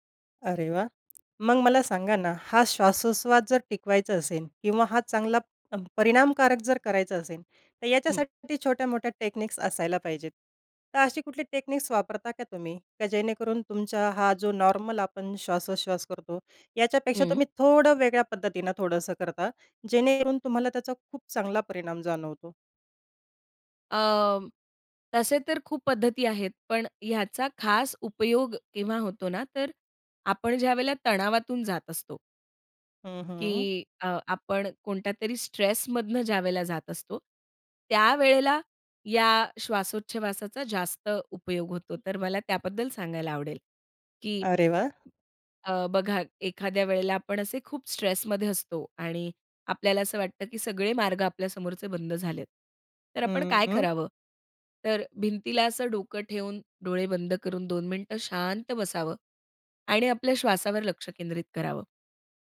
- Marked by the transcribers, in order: other noise; tapping
- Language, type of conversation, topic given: Marathi, podcast, तणावाच्या वेळी श्वासोच्छ्वासाची कोणती तंत्रे तुम्ही वापरता?